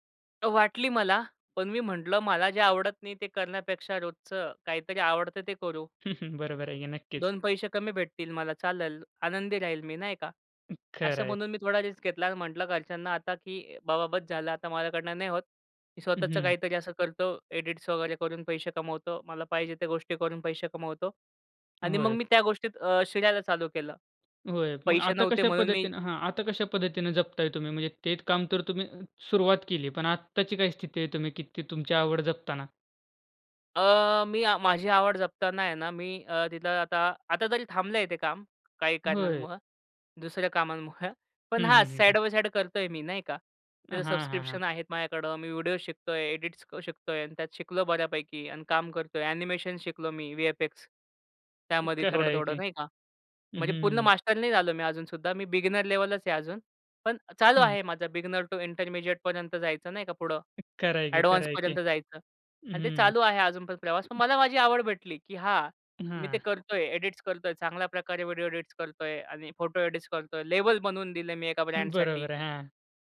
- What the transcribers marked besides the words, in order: other noise; in English: "रिस्क"; tapping; chuckle; in English: "सबस्क्रिप्शन"; in English: "एनिमेशन"; in English: "बिगिनर टू इंटरमीडिएटपर्यंत"; in English: "एडव्हान्सपर्यंत"; other background noise; in English: "लेबल"
- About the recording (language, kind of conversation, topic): Marathi, podcast, तुमची आवड कशी विकसित झाली?